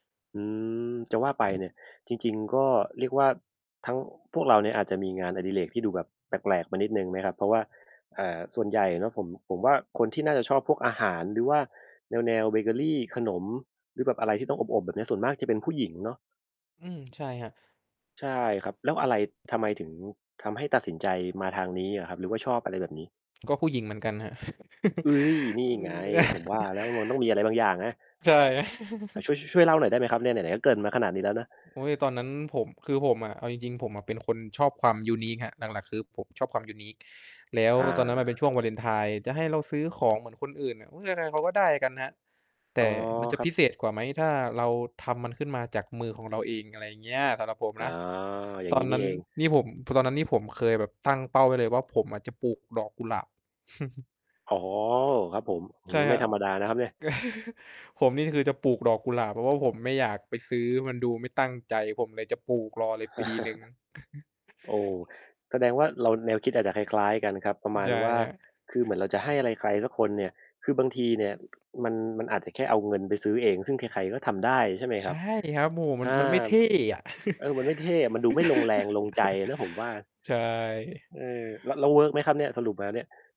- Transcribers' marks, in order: distorted speech; tapping; laugh; chuckle; laugh; static; in English: "unique"; in English: "unique"; chuckle; laugh; chuckle; mechanical hum; laugh
- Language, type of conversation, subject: Thai, unstructured, คุณกลัวไหมว่าตัวเองจะล้มเหลวระหว่างฝึกทักษะใหม่ๆ?